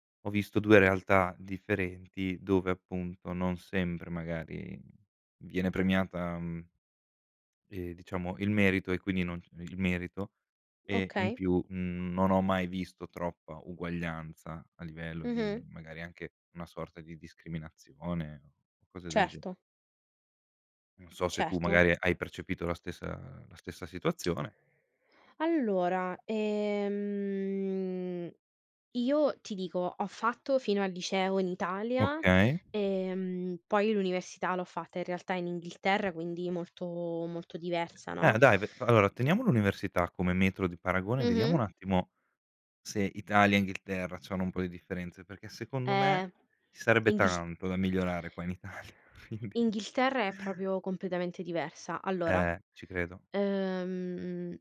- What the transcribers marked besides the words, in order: alarm; drawn out: "ehm"; tapping; laughing while speaking: "Italia, quindi"; chuckle; "proprio" said as "propio"
- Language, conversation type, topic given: Italian, unstructured, Credi che la scuola sia uguale per tutti gli studenti?